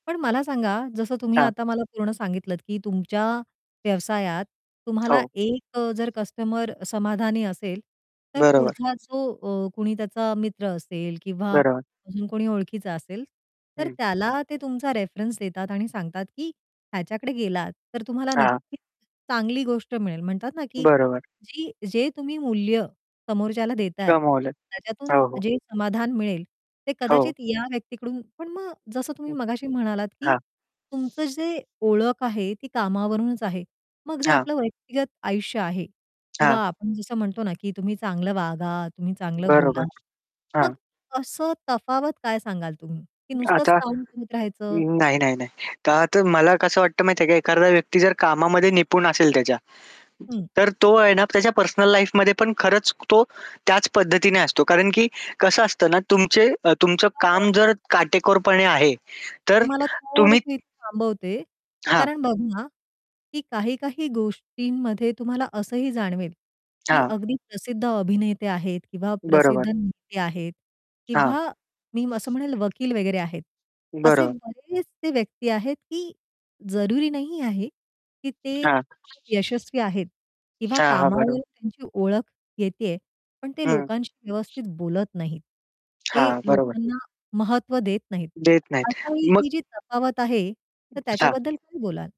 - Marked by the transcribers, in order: tapping; static; other background noise; distorted speech; "एखादा" said as "एखारदा"; in English: "लाईफमध्ये"; unintelligible speech
- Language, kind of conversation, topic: Marathi, podcast, कामावरून मिळणारी ओळख किती महत्त्वाची आहे?